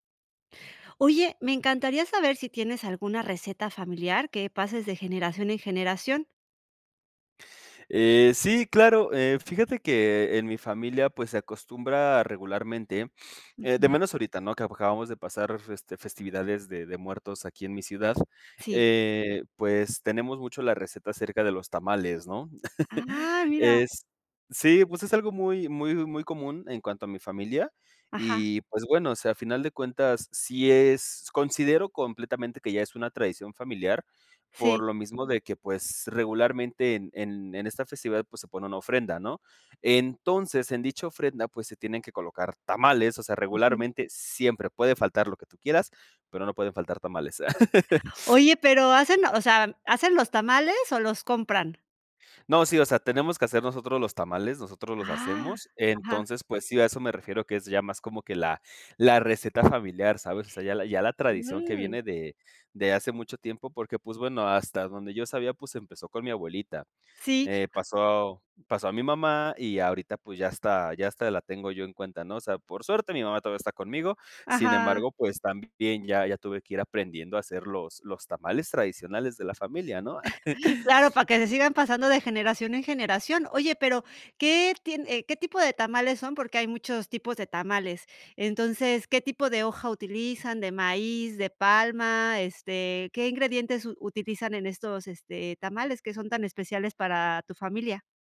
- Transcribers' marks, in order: other background noise; chuckle; laugh; chuckle
- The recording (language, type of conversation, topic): Spanish, podcast, ¿Tienes alguna receta familiar que hayas transmitido de generación en generación?